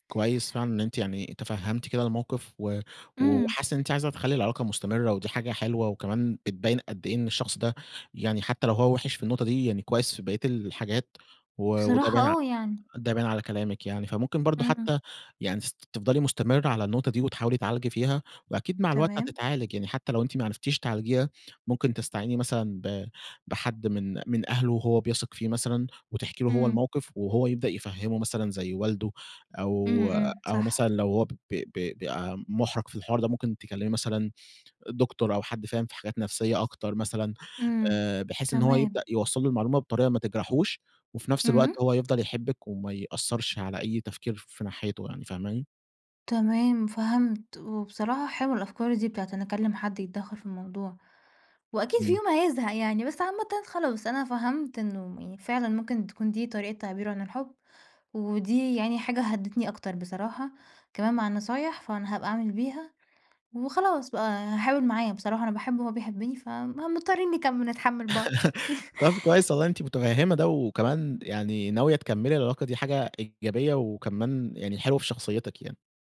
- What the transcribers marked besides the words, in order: laugh; tapping; laugh
- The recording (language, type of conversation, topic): Arabic, advice, ازاي الغيرة الزيادة أثرت على علاقتك؟